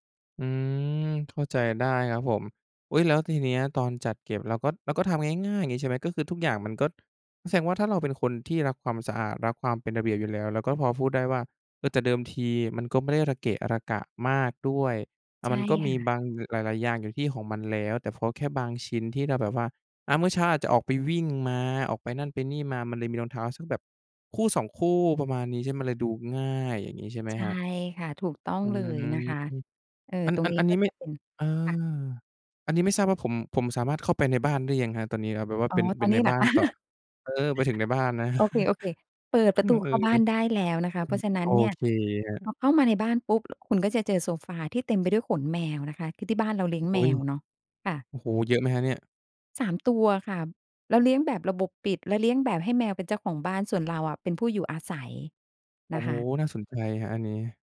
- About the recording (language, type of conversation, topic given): Thai, podcast, ทำอย่างไรให้บ้านดูเป็นระเบียบในเวลาสั้นๆ?
- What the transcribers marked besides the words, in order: laughing while speaking: "คะ ?"; other background noise; chuckle